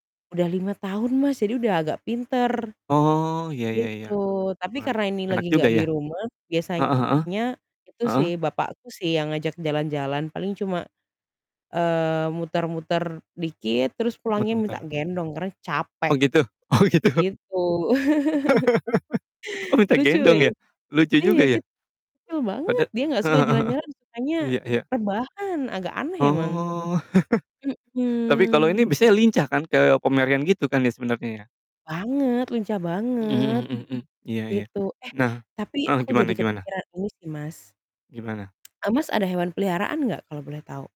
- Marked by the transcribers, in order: static; distorted speech; other background noise; laughing while speaking: "oh gitu?"; laugh; laugh; other noise; laugh
- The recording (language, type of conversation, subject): Indonesian, unstructured, Bagaimana perasaanmu terhadap orang yang meninggalkan hewan peliharaannya di jalan?